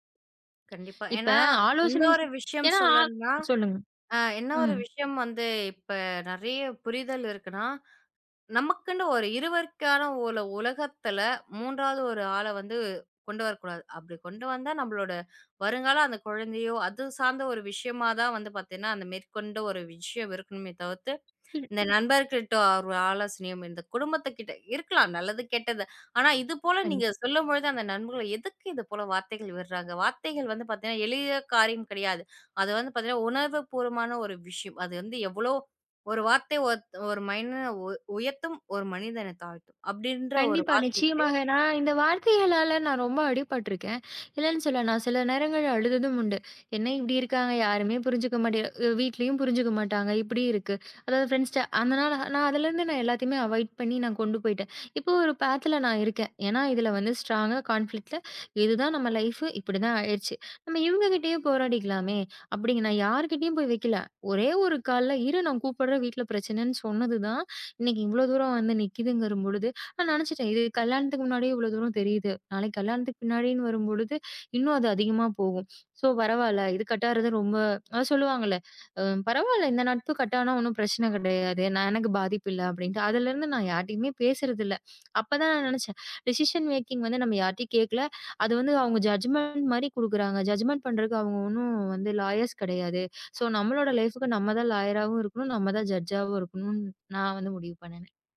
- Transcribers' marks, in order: "மனிதன" said as "மைன"; in English: "அவாயிட்"; in English: "பாத்ல"; in English: "ஸ்ட்ராங்க கான்ஃபிலிக்ட்"; in English: "லைஃப்"; in English: "கால்ல"; in English: "ஸோ"; in English: "கட்"; in English: "கட்"; tapping; in English: "டிசிஷன் மேக்கிங்"; in English: "ஜட்ஜ்மெண்ட்"; in English: "ஜட்ஜ்மெண்ட்"; in English: "லாயர்ஸ்"; in English: "ஸோ"; in English: "லைஃப்க்கு"; in English: "லாயராவும்"; in English: "ஜட்ஜாவும்"
- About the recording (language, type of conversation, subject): Tamil, podcast, உங்கள் உறவினர்கள் அல்லது நண்பர்கள் தங்களின் முடிவை மாற்றும்போது நீங்கள் அதை எப்படி எதிர்கொள்கிறீர்கள்?